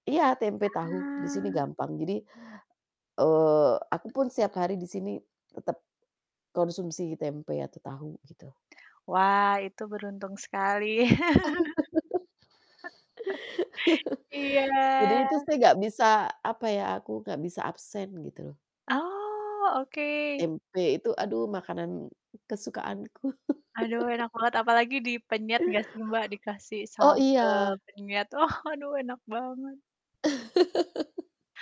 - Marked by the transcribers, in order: other background noise; static; distorted speech; laugh; laugh; drawn out: "Iya"; chuckle; laugh
- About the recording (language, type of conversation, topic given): Indonesian, unstructured, Bagaimana keluarga Anda menjaga keberagaman kuliner saat merayakan Hari Raya Puasa?